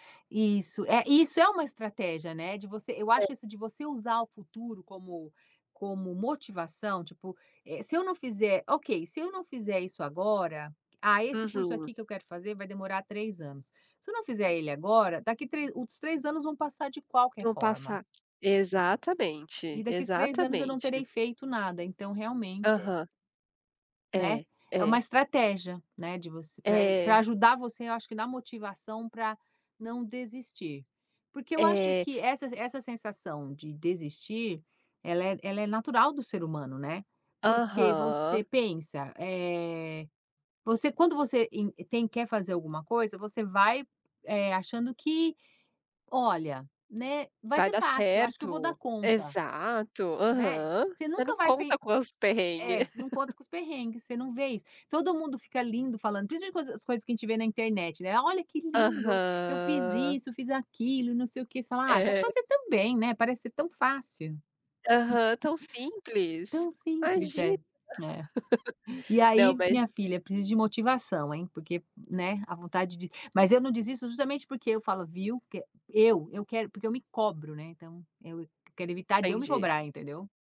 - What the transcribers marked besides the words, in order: other background noise; drawn out: "Aham"; laugh; drawn out: "Aham"; chuckle; laugh; tapping
- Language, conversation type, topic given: Portuguese, unstructured, Como enfrentar momentos de fracasso sem desistir?